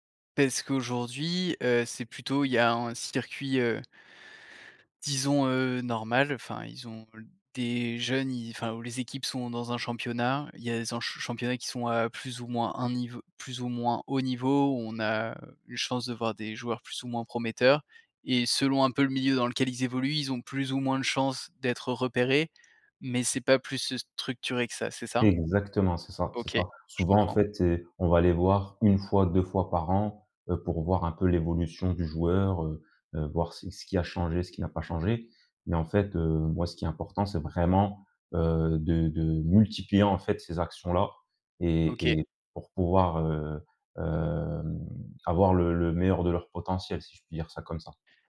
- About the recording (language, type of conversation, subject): French, podcast, Peux-tu me parler d’un projet qui te passionne en ce moment ?
- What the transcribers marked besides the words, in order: drawn out: "hem"